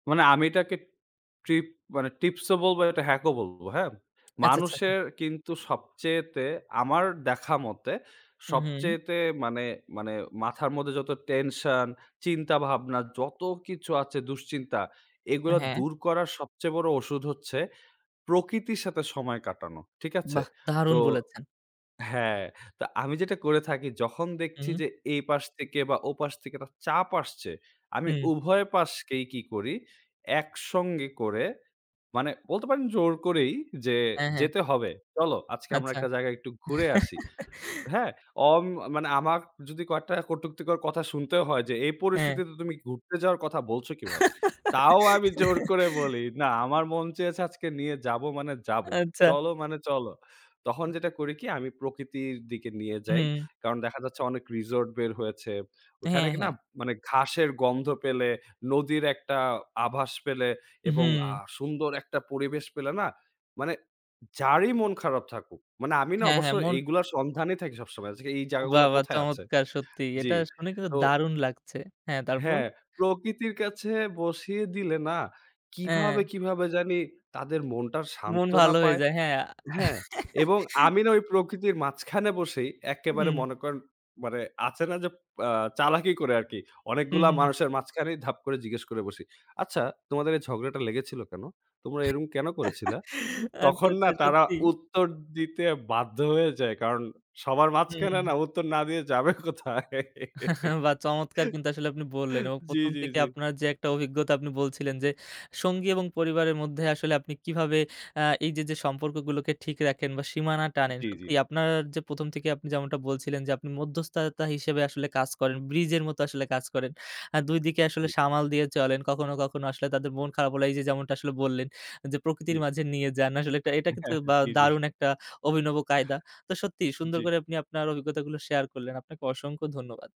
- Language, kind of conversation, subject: Bengali, podcast, সঙ্গী ও পরিবারের মধ্যে সীমানা টানার বিষয়টি আপনি কীভাবে ব্যাখ্যা করেন?
- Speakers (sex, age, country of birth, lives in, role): male, 20-24, Bangladesh, Bangladesh, guest; male, 25-29, Bangladesh, Bangladesh, host
- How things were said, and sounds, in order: tapping; chuckle; laughing while speaking: "আমি জোর করে বলি"; giggle; laughing while speaking: "আচ্ছা"; chuckle; laughing while speaking: "আচ্ছা, আচ্ছা সত্যি?"; laughing while speaking: "সবার মাঝখানে না উত্তর না দিয়ে যাবে কোথায়? জি, জি, জি"; chuckle; laughing while speaking: "জি, জি"